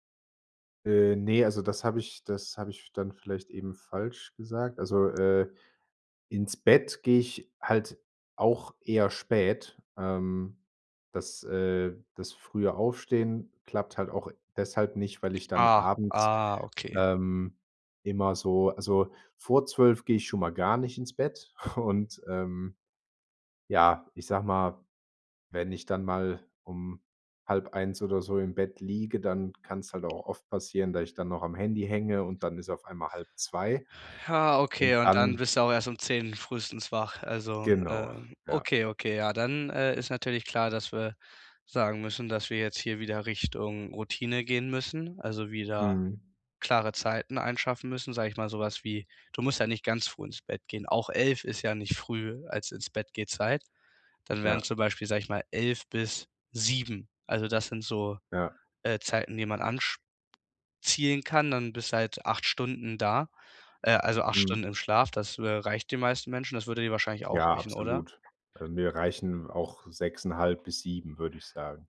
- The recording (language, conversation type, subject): German, advice, Warum fällt es dir trotz eines geplanten Schlafrhythmus schwer, morgens pünktlich aufzustehen?
- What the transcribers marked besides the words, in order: other background noise; laughing while speaking: "und"; "schaffen" said as "einschaffen"